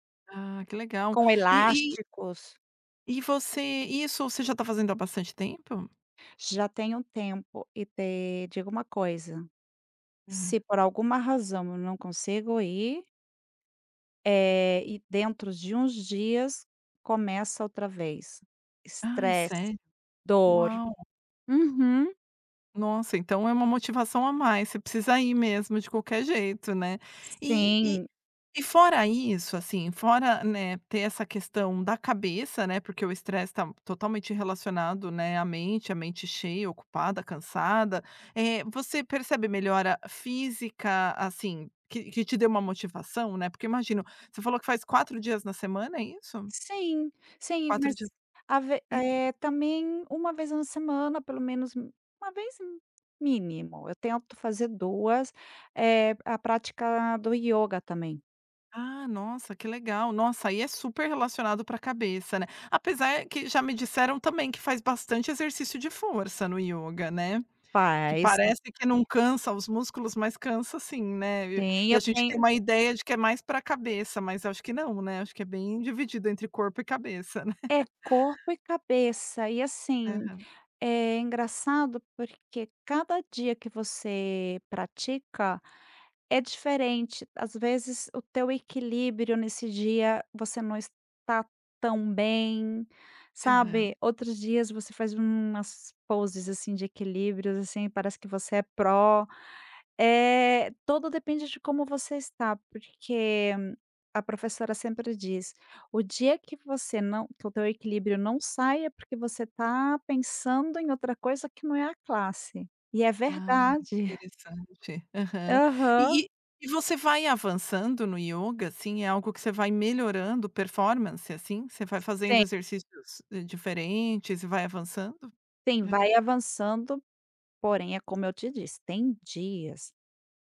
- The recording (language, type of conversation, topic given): Portuguese, podcast, Me conta um hábito que te ajuda a aliviar o estresse?
- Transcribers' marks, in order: other background noise; other noise; tapping; laughing while speaking: "né"; laugh; in English: "performance"